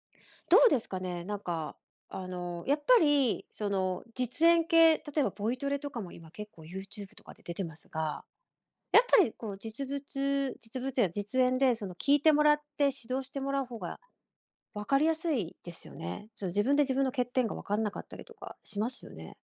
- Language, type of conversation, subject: Japanese, podcast, おすすめの学習リソースは、どのような基準で選んでいますか？
- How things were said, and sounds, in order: other background noise